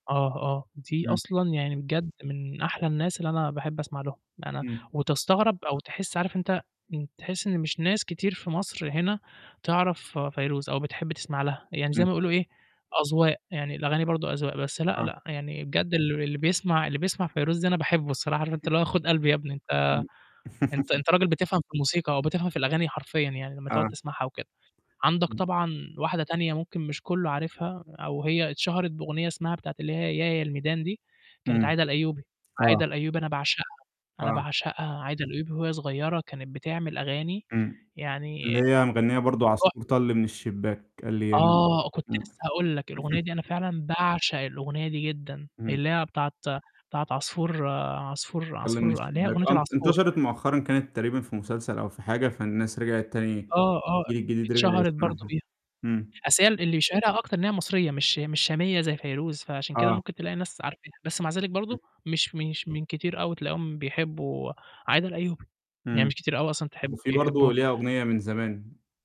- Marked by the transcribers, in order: other noise; laugh; static; distorted speech; chuckle
- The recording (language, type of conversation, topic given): Arabic, podcast, احكيلي عن أول أغنية غيرت ذوقك الموسيقي؟